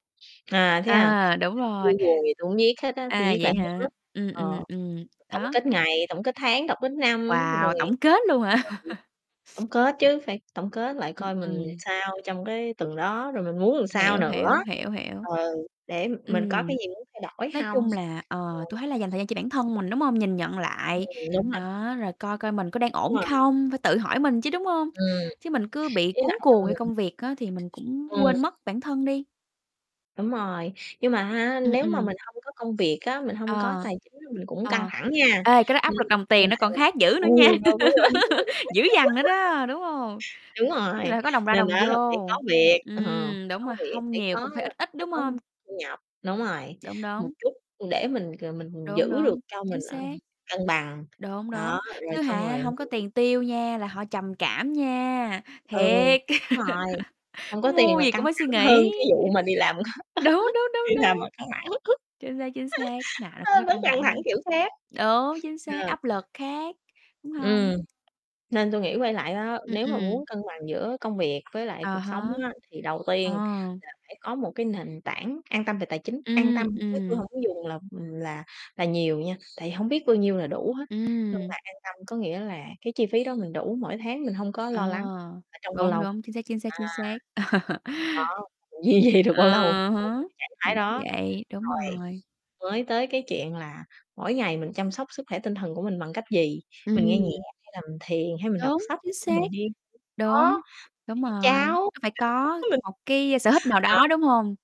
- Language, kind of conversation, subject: Vietnamese, unstructured, Bạn có sợ bị mất việc nếu thừa nhận mình đang căng thẳng hoặc bị trầm cảm không?
- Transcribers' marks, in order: other background noise; distorted speech; laughing while speaking: "hả?"; unintelligible speech; chuckle; "làm" said as "ừn"; unintelligible speech; tapping; laugh; unintelligible speech; laugh; laugh; laughing while speaking: "Đúng"; laugh; laughing while speaking: "đi làm mà căng mẳng"; "thẳng" said as "mẳng"; laugh; laugh; laughing while speaking: "duy trì được bao lâu"; unintelligible speech; unintelligible speech